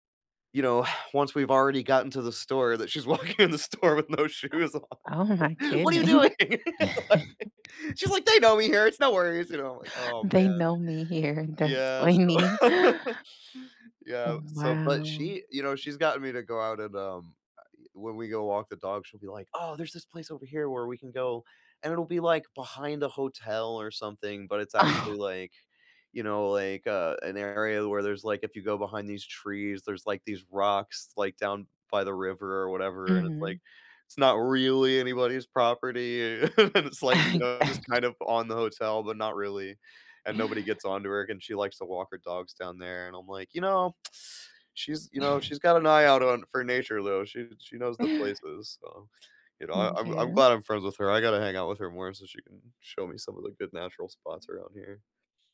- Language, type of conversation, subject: English, unstructured, What everyday natural features in your neighborhood help you feel connected to the people and places around you?
- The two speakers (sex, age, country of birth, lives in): female, 35-39, United States, United States; male, 40-44, United States, United States
- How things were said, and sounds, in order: laughing while speaking: "she's walking in the store … are you doing?"; other background noise; laughing while speaking: "goodness"; laugh; laugh; laughing while speaking: "and"; unintelligible speech